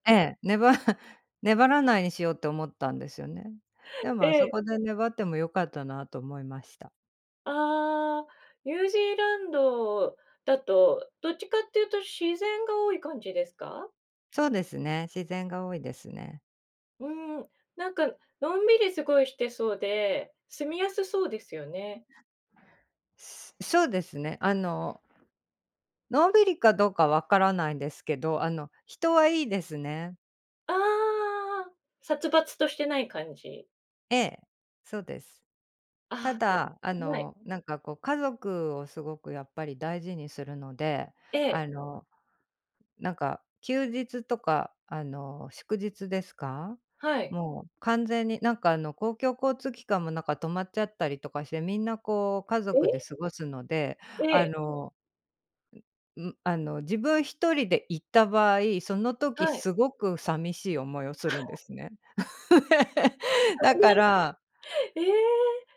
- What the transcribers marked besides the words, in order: chuckle; other background noise; tapping; laugh; laugh; unintelligible speech
- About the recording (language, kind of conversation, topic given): Japanese, unstructured, 旅行で訪れてみたい国や場所はありますか？